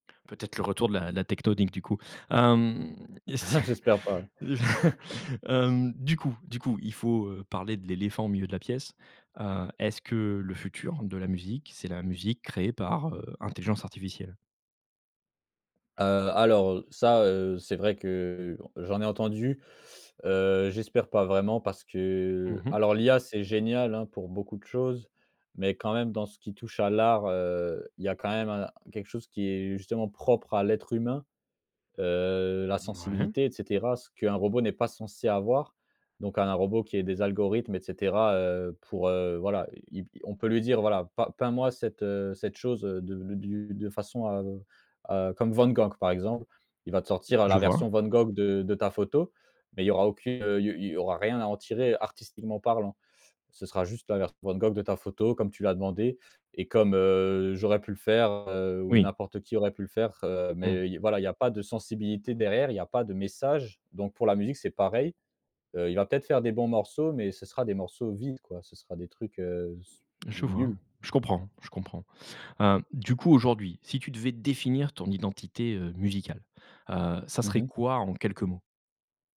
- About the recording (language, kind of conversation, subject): French, podcast, Comment la musique a-t-elle marqué ton identité ?
- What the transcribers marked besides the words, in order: chuckle; laughing while speaking: "si"; chuckle; other background noise